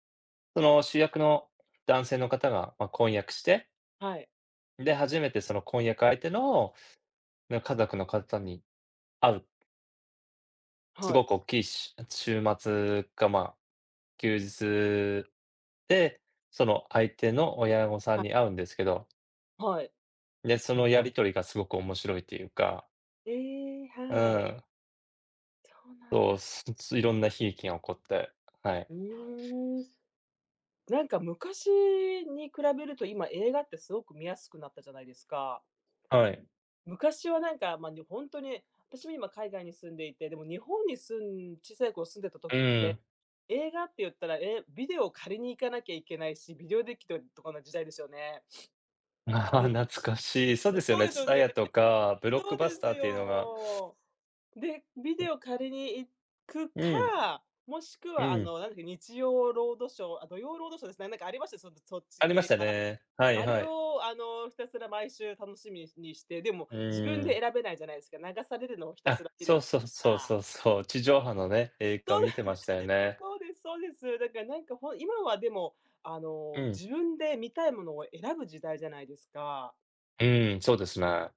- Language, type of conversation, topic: Japanese, unstructured, 映画を見て思わず笑ってしまったことはありますか？
- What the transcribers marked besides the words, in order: tapping; other background noise; chuckle; background speech; unintelligible speech; laugh